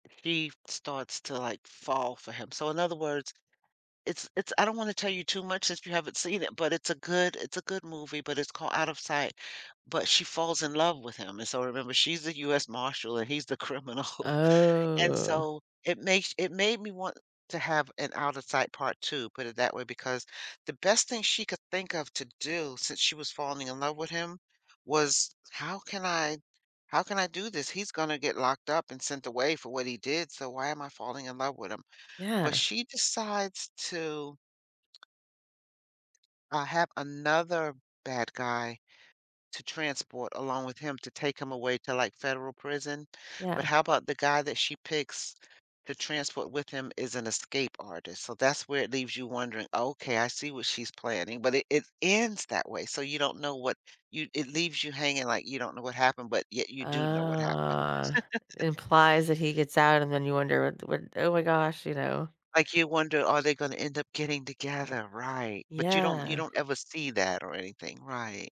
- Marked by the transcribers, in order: other background noise; drawn out: "Oh"; laugh; drawn out: "Oh"; laugh
- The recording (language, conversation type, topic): English, unstructured, How do unexpected casting choices change the way you experience a movie?